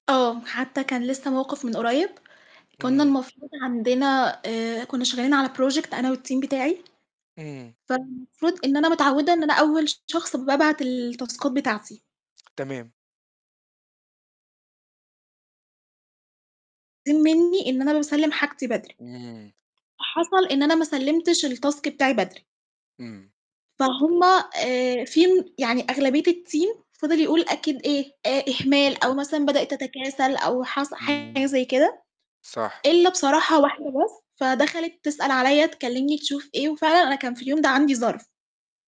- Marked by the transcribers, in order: static; in English: "project"; in English: "والteam"; distorted speech; in English: "التاسكات"; unintelligible speech; in English: "الtask"; tapping; in English: "الteam"
- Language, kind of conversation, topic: Arabic, unstructured, بتخاف تخسر صاحبك بسبب سوء تفاهم، وبتتصرف إزاي؟